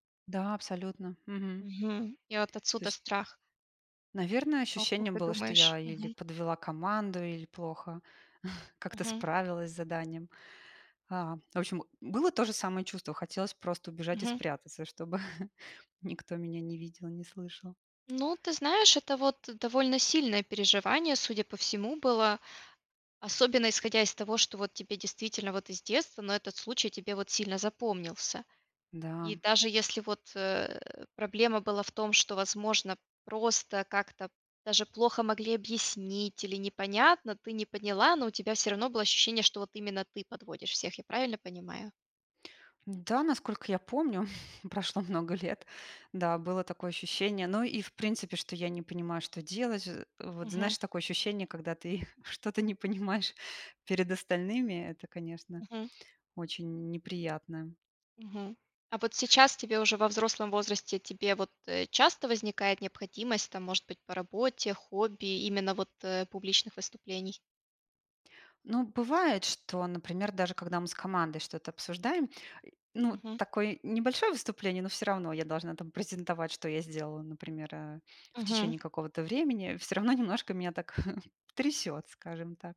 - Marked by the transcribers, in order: tapping; chuckle; other background noise; chuckle; chuckle; chuckle
- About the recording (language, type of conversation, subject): Russian, advice, Как преодолеть страх выступать перед аудиторией после неудачного опыта?